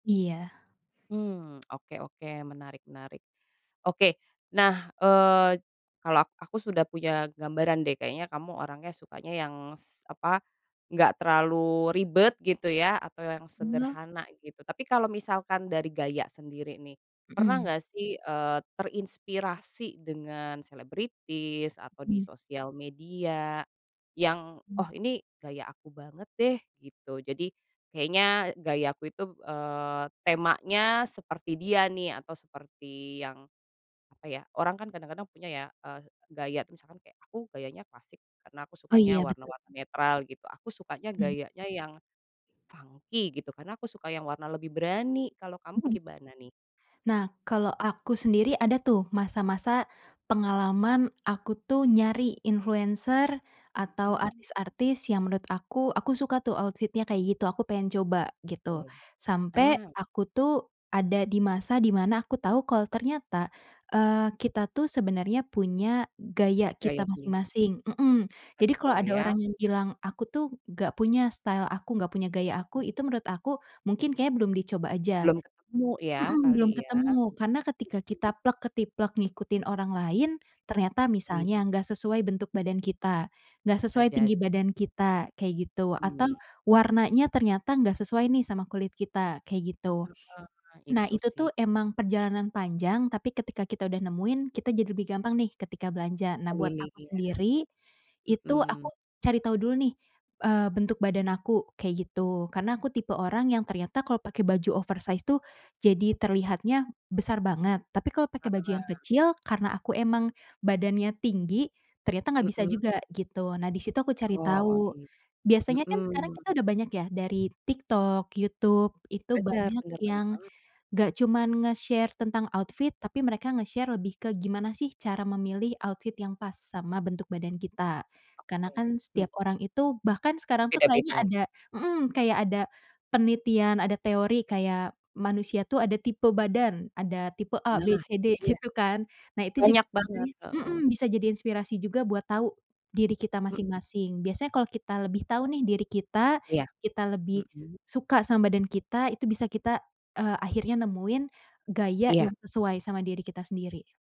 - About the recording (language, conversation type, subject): Indonesian, podcast, Bagaimana cara tampil percaya diri dengan pakaian sederhana?
- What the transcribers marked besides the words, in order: tapping; other background noise; unintelligible speech; in English: "funky"; in English: "outfit-nya"; in English: "style"; in English: "oversize"; in English: "nge-share"; in English: "outfit"; in English: "nge-share"; in English: "outfit"